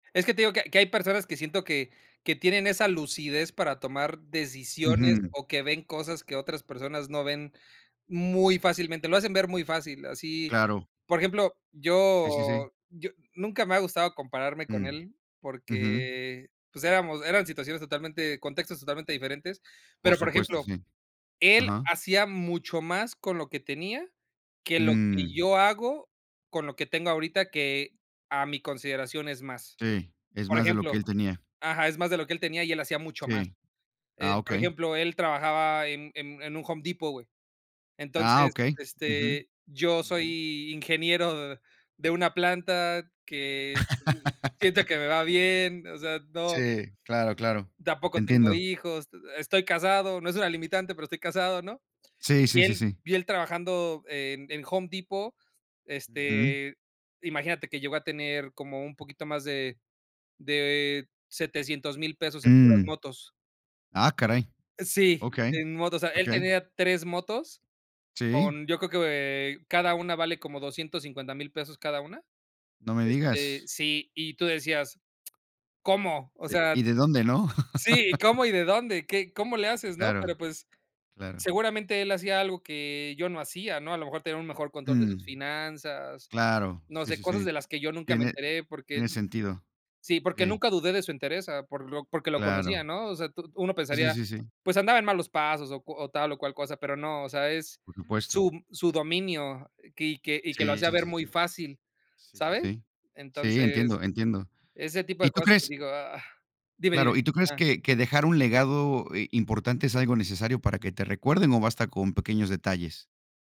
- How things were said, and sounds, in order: laugh; laugh
- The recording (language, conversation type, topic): Spanish, unstructured, ¿Cómo te gustaría que te recordaran después de morir?